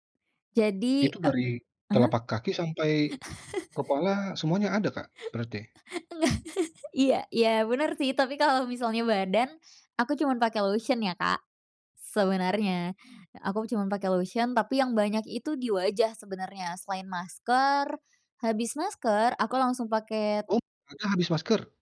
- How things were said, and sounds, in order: laugh; chuckle; laughing while speaking: "Enggak"
- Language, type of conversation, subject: Indonesian, podcast, Apa ritual malam yang selalu kamu lakukan agar lebih tenang sebelum tidur?